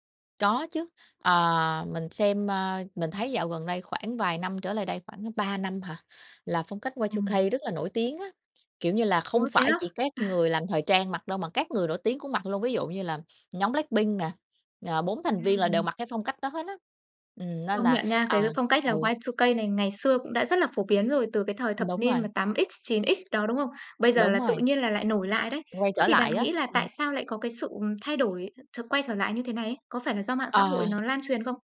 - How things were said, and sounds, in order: tapping; in English: "Y-Two-K"; in English: "Y-Two-K"
- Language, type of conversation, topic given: Vietnamese, podcast, Bạn nghĩ mạng xã hội đang làm thay đổi gu thời thượng ra sao?